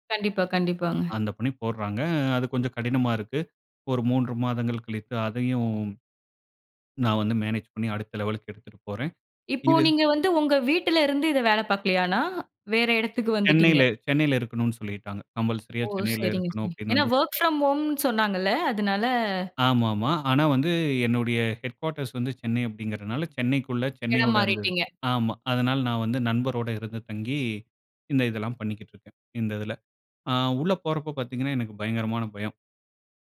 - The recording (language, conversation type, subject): Tamil, podcast, ஒரு வேலை அல்லது படிப்பு தொடர்பான ஒரு முடிவு உங்கள் வாழ்க்கையை எவ்வாறு மாற்றியது?
- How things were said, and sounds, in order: other background noise; in English: "கம்பல்சரியா"; tapping; in English: "வொர்க் ப்ரம் ஹோம்னு"; in English: "ஹெட் குவார்ட்டர்ஸ்"